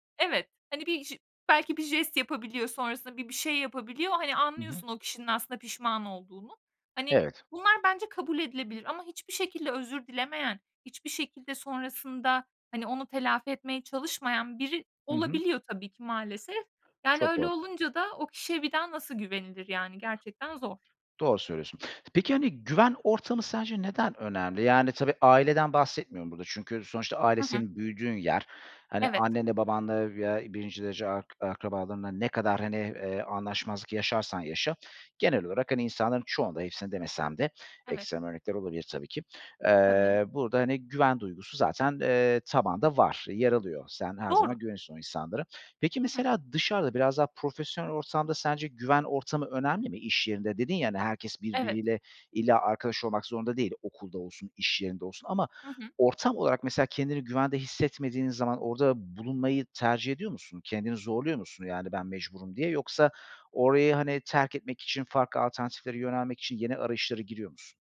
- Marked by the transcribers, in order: other background noise; tapping
- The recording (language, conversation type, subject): Turkish, podcast, Güven kırıldığında, güveni yeniden kurmada zaman mı yoksa davranış mı daha önemlidir?